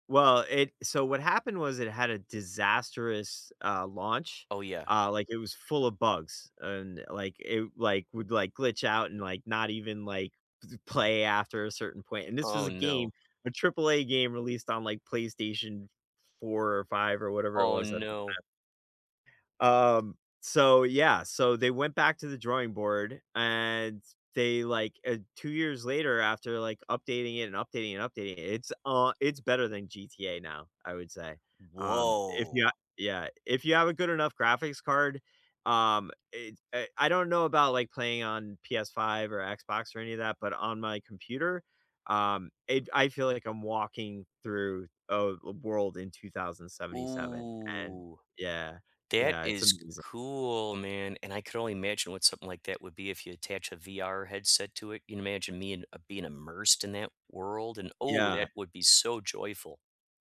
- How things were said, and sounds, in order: unintelligible speech; drawn out: "Woah"; drawn out: "Ooh"
- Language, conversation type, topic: English, unstructured, When you want to unwind, what comforting entertainment do you reach for, and why?
- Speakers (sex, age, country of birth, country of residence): male, 45-49, United States, United States; male, 50-54, United States, United States